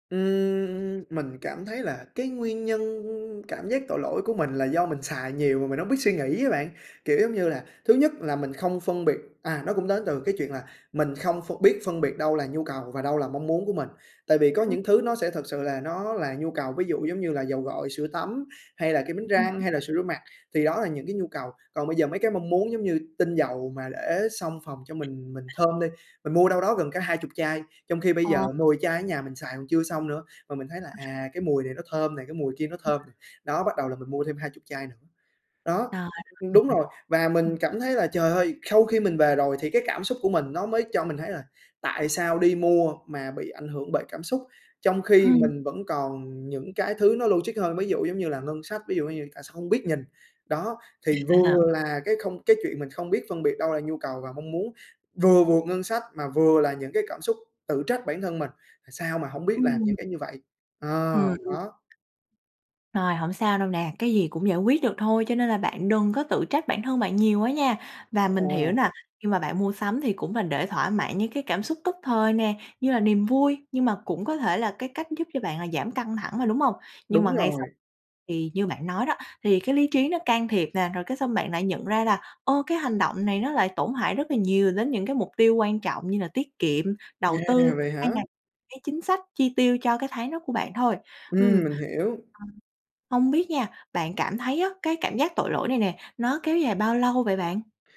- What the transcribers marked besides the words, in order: other background noise; laugh; tapping
- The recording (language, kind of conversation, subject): Vietnamese, advice, Bạn có thường cảm thấy tội lỗi sau mỗi lần mua một món đồ đắt tiền không?